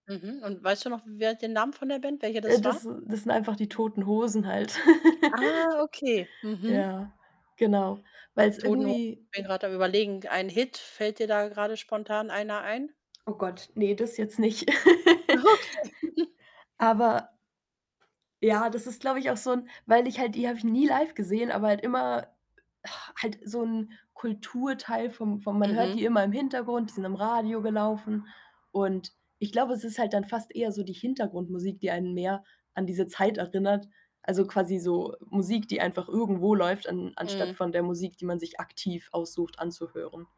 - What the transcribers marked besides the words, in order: laugh; other background noise; laugh; laughing while speaking: "Okay"; chuckle; exhale
- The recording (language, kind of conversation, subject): German, podcast, Was hat deinen Musikgeschmack als Teenager geprägt?